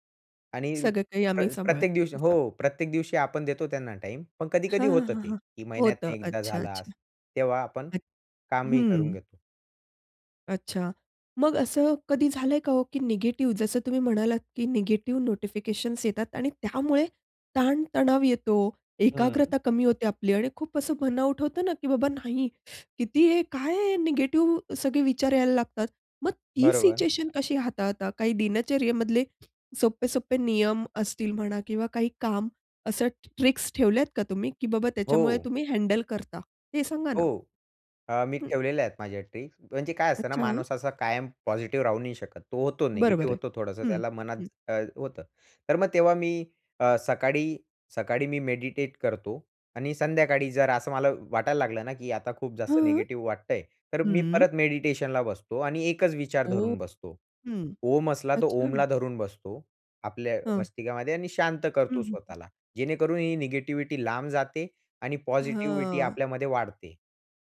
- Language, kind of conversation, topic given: Marathi, podcast, तुम्ही संदेश-सूचनांचे व्यवस्थापन कसे करता?
- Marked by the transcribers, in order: tapping; other background noise; in English: "बर्न आऊट"; put-on voice: "की बाबा नाही. किती आहे? काय आहे?"; inhale; in English: "ट्रिक्स"; in English: "ट्रिक्स"; in English: "मेडिटेट"; in English: "पॉझिटिव्हिटी"